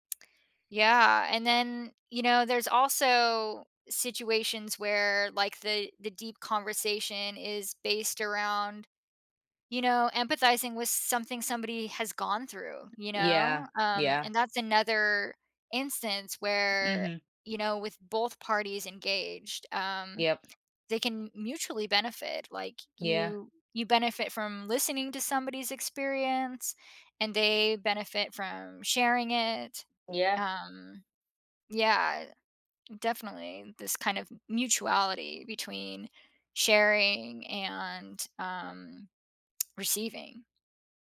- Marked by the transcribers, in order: other background noise
- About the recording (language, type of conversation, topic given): English, unstructured, How might practicing deep listening change the way we connect with others?
- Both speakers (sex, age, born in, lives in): female, 35-39, United States, United States; female, 40-44, United States, United States